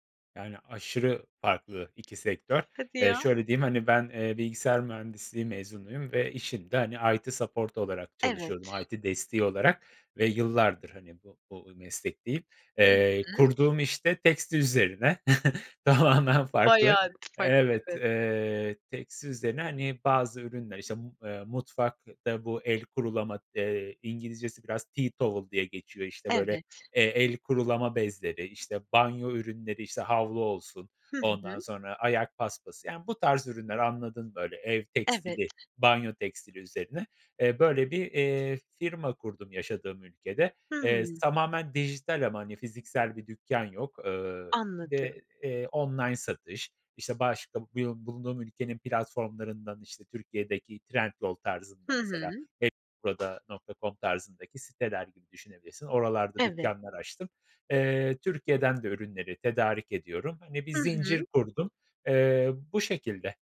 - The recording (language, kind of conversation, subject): Turkish, podcast, Kendi işini kurmayı hiç düşündün mü? Neden?
- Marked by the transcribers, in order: tapping; in English: "IT support"; in English: "IT"; chuckle; laughing while speaking: "tamamen farklı"; other noise; in English: "tea towel"; other background noise; unintelligible speech